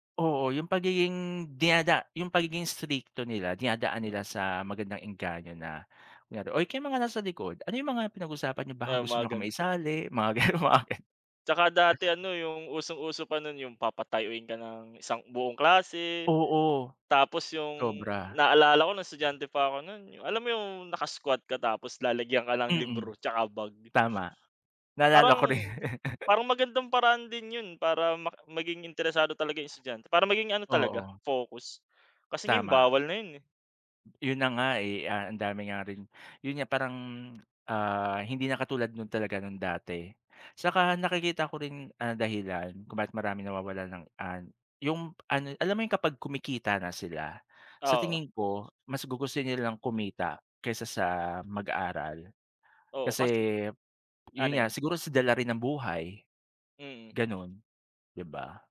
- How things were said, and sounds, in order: other background noise; laughing while speaking: "mga ganun"; laughing while speaking: "ko rin"
- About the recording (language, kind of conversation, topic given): Filipino, unstructured, Bakit kaya maraming kabataan ang nawawalan ng interes sa pag-aaral?